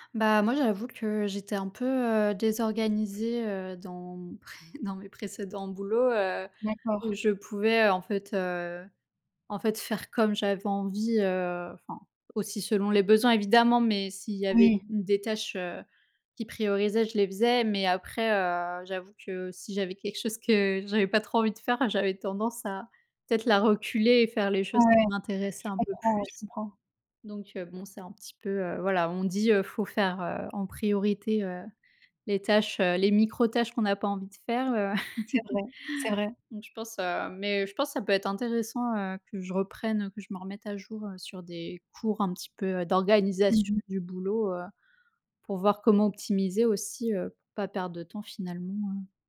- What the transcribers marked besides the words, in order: chuckle; other background noise; laugh
- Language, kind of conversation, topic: French, unstructured, Comment organiser son temps pour mieux étudier ?
- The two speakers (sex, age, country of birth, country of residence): female, 25-29, France, France; female, 30-34, France, France